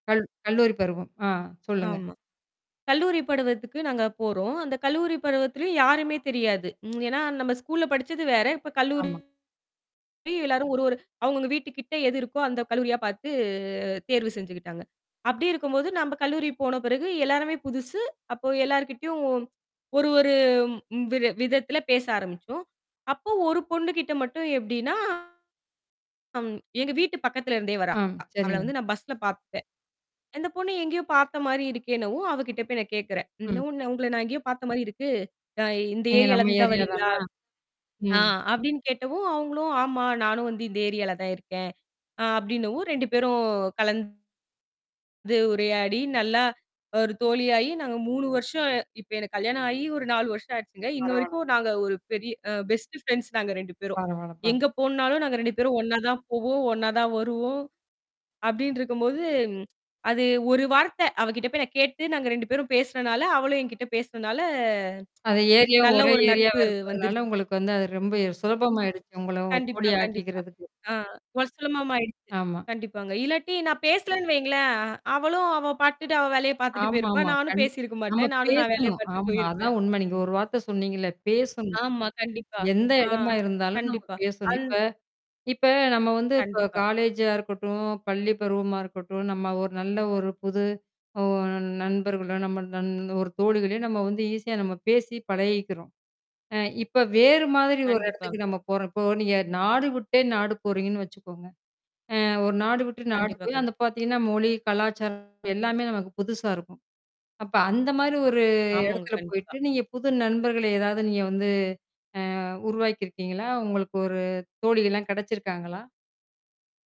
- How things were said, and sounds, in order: static; "பருவத்துக்கு" said as "படுவதற்கு"; in English: "ஸ்கூல்ல"; distorted speech; other background noise; "கேக்கவும்" said as "கேட்டவும்"; in English: "ஏரியால"; in English: "பெஸ்ட் ஃபிரண்ட்ஸ்"; tapping; "ஆ" said as "ஒஸ்ரமமாயிடுச்சு"; in English: "ஈஸியா"; other noise
- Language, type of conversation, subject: Tamil, podcast, புதிய இடத்தில் புதிய நண்பர்களைச் சந்திக்க நீங்கள் என்ன செய்கிறீர்கள்?